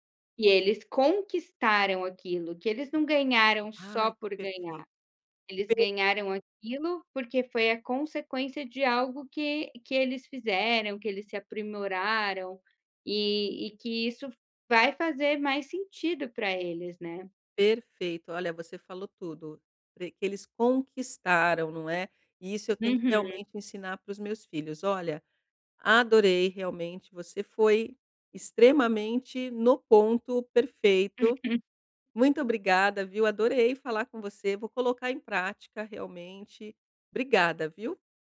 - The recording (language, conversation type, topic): Portuguese, advice, Como posso estabelecer limites e dizer não em um grupo?
- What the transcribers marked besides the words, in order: tapping; laugh